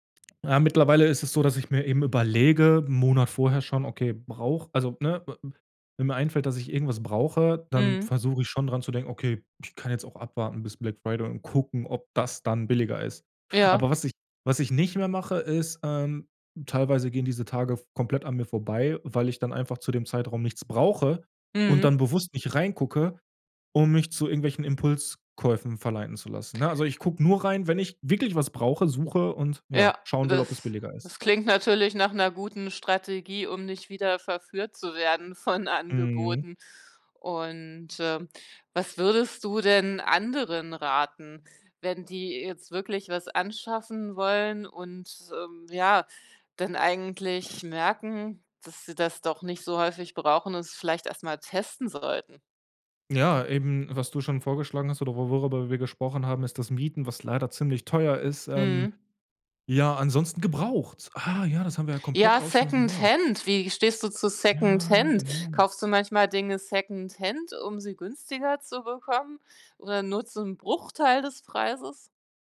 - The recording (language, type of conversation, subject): German, podcast, Wie probierst du neue Dinge aus, ohne gleich alles zu kaufen?
- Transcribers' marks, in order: unintelligible speech; drawn out: "Ja"